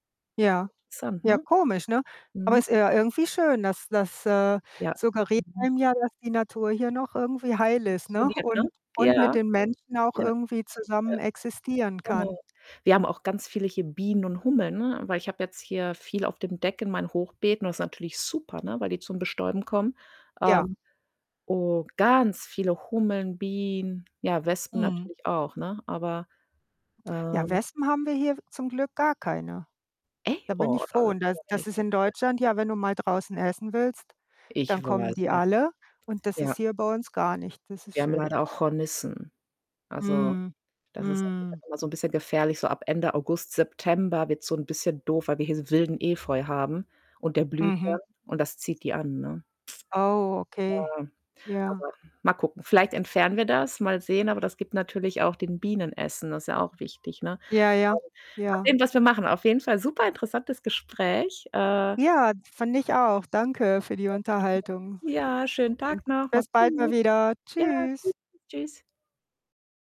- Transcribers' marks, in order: distorted speech; other background noise; unintelligible speech; unintelligible speech; unintelligible speech; unintelligible speech; unintelligible speech
- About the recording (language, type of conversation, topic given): German, unstructured, Was überrascht dich an der Tierwelt in deiner Gegend am meisten?